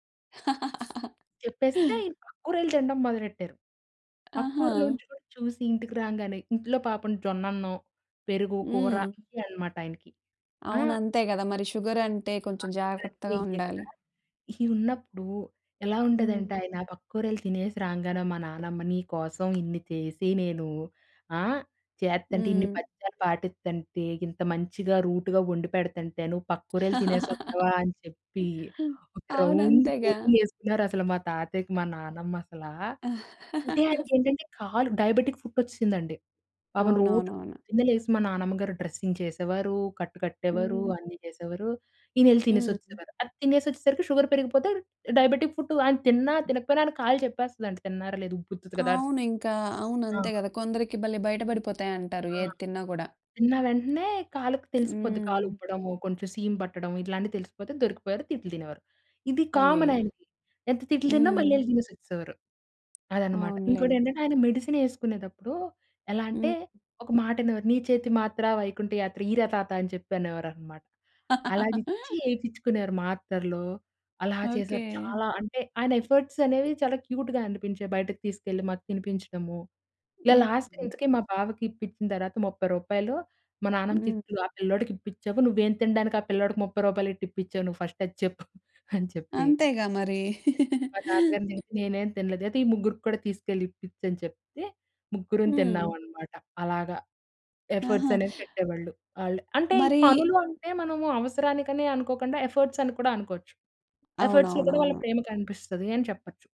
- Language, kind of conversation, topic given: Telugu, podcast, పనుల ద్వారా చూపించే ప్రేమను మీరు గుర్తిస్తారా?
- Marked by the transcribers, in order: laugh; in English: "షుగర్"; in English: "షుగర్"; laugh; in English: "రౌండ్ కోటింగ్"; other noise; in English: "డయాబెటిక్ ఫుట్"; laugh; in English: "డ్రెస్సింగ్"; in English: "షుగర్"; in English: "డయాబెటిక్ ఫుట్"; tapping; in English: "కామన్"; in English: "మెడిసిన్"; laugh; in English: "ఎఫర్ట్స్"; in English: "క్యూట్‌గా"; in English: "లాస్ట్"; in English: "ఫస్ట్"; chuckle; laugh; other background noise; in English: "ఎఫర్ట్స్"; in English: "ఎఫర్ట్స్"; in English: "ఎఫర్ట్స్‌లో"